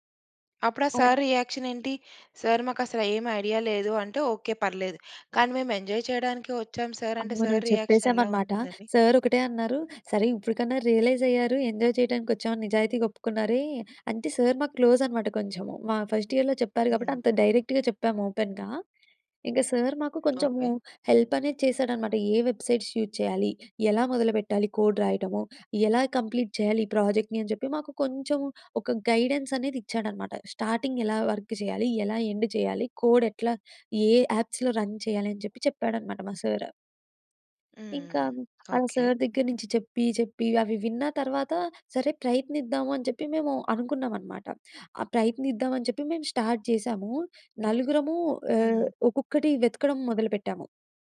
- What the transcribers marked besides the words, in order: in English: "సార్ రియాక్షన్"; in English: "సార్"; in English: "ఎంజాయ్"; in English: "సార్"; in English: "సార్ రియాక్షన్"; in English: "సార్"; in English: "రియలైజ్"; in English: "ఎంజాయ్"; in English: "సార్"; in English: "క్లోజ్"; in English: "ఫస్ట్ ఇయర్‍లో"; in English: "డైరెక్ట్‌గా"; in English: "ఓపెన్‌గా"; in English: "సార్"; in English: "హెల్ప్"; in English: "వెబ్‌సైట్స్ యూజ్"; in English: "కోడ్"; in English: "కంప్లీట్"; in English: "ప్రాజెక్ట్‌ని"; in English: "గైడెన్స్"; in English: "స్టార్టింగ్"; in English: "వర్క్"; in English: "ఎండ్"; in English: "కోడ్"; in English: "యాప్స్‌లో రన్"; in English: "సార్"; in English: "స్టార్ట్"
- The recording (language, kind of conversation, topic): Telugu, podcast, నీ ప్యాషన్ ప్రాజెక్ట్ గురించి చెప్పగలవా?